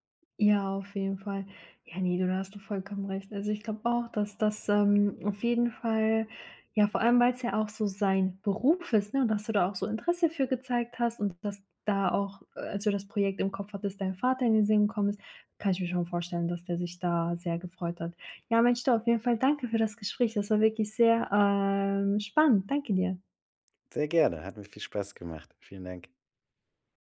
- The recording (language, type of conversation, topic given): German, podcast, Was war dein stolzestes Bastelprojekt bisher?
- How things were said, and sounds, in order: none